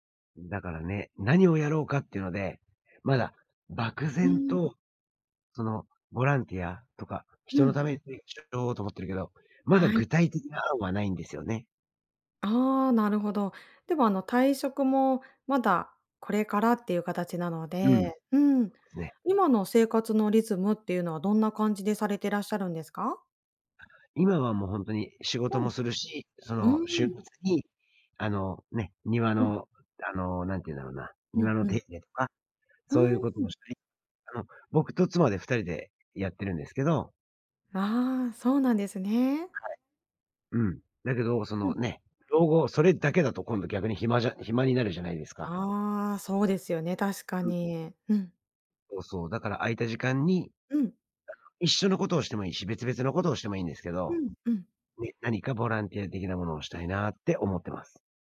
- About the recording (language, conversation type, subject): Japanese, advice, 退職後に新しい日常や目的を見つけたいのですが、どうすればよいですか？
- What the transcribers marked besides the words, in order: unintelligible speech; unintelligible speech